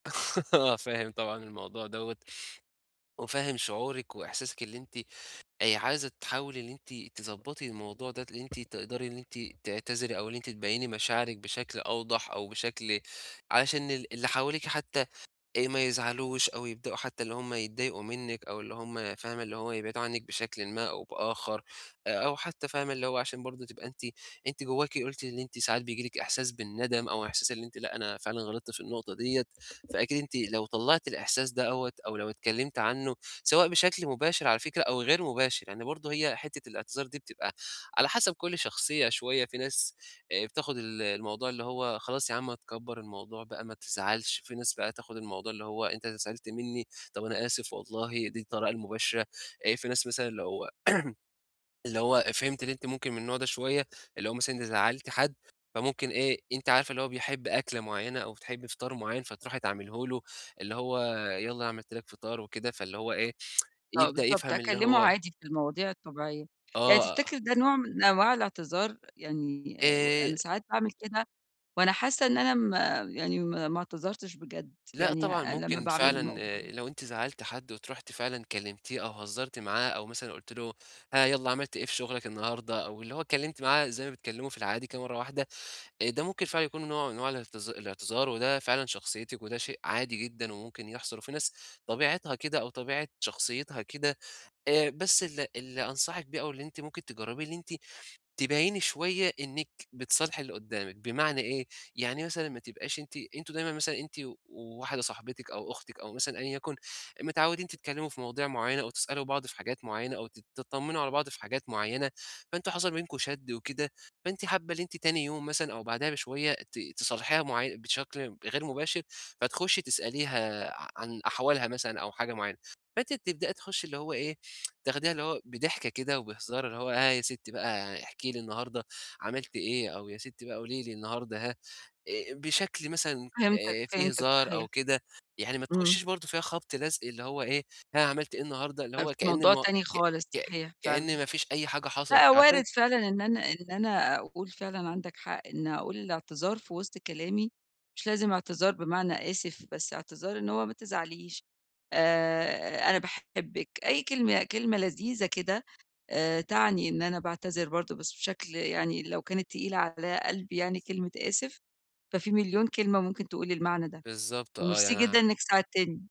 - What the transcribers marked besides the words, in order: chuckle; other background noise; throat clearing; tsk; tapping; tsk
- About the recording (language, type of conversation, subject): Arabic, advice, إزاي أتحمّل المسؤولية بعد ما أغلط وأعتذر بصدق وأصلّح اللي بوّظته؟